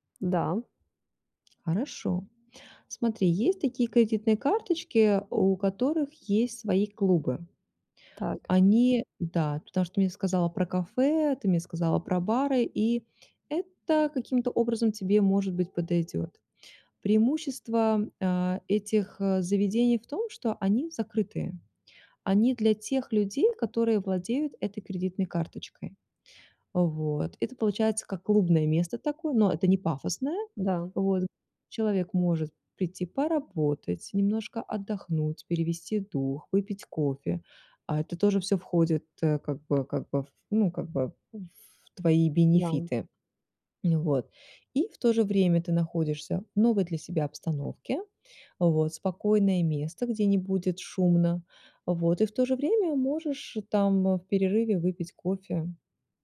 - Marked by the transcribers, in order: other background noise; tapping
- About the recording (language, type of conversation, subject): Russian, advice, Как смена рабочего места может помочь мне найти идеи?